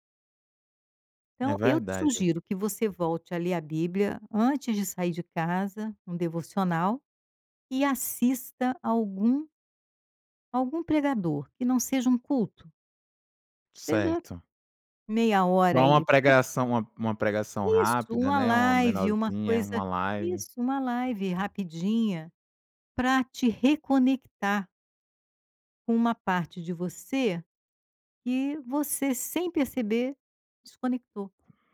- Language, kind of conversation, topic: Portuguese, advice, Como a perda de fé ou uma crise espiritual está afetando o sentido da sua vida?
- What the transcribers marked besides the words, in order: in English: "live"; in English: "live"; in English: "live"